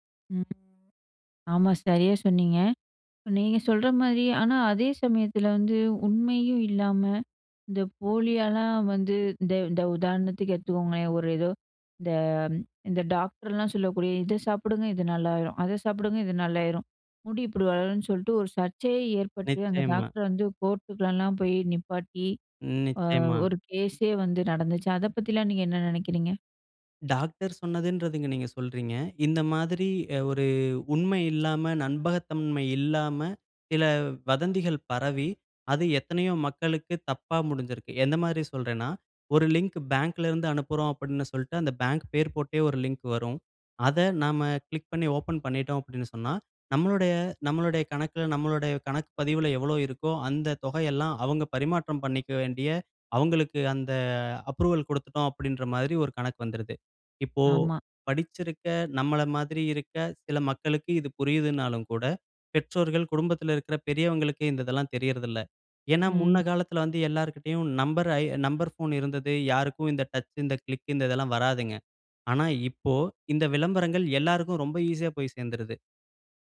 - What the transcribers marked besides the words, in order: other background noise; "அப்பிடின்னு" said as "அப்புட்ன்னு"
- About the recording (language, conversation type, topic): Tamil, podcast, சமூக ஊடகங்களில் வரும் தகவல் உண்மையா பொய்யா என்பதை நீங்கள் எப்படிச் சரிபார்ப்பீர்கள்?